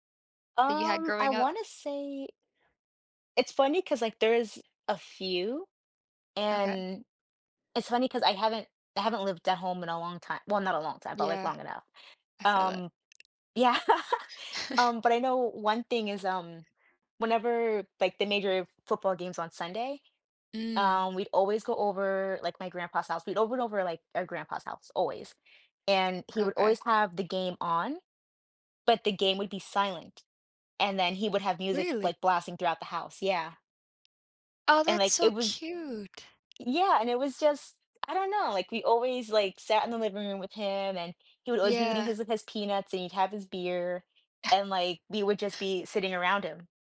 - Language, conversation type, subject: English, unstructured, How do family traditions shape your sense of belonging and connection?
- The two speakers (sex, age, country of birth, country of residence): female, 25-29, United States, United States; female, 25-29, United States, United States
- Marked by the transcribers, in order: laughing while speaking: "yeah"; other background noise; chuckle; chuckle